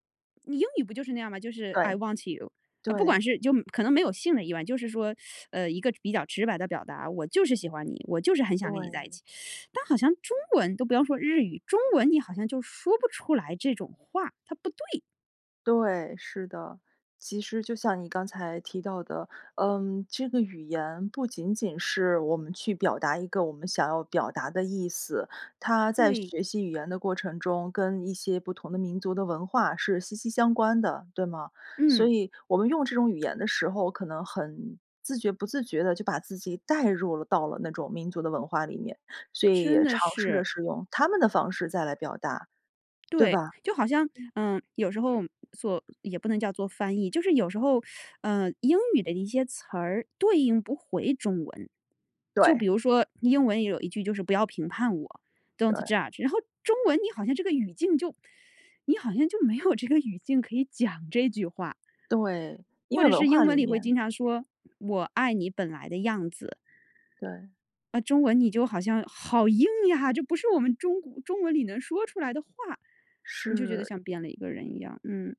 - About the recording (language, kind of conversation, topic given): Chinese, podcast, 语言在你的身份认同中起到什么作用？
- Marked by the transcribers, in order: in English: "i want you"; "意味" said as "亿万"; teeth sucking; teeth sucking; teeth sucking; in English: "don't judge"; laughing while speaking: "没有这个"